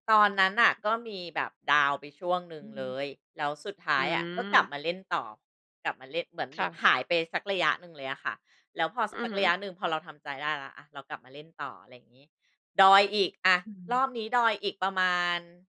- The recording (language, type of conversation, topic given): Thai, podcast, คุณช่วยเล่าเรื่องความล้มเหลวครั้งที่สอนคุณมากที่สุดให้ฟังได้ไหม?
- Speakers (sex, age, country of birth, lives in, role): female, 40-44, Thailand, Thailand, guest; female, 50-54, Thailand, Thailand, host
- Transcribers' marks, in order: tapping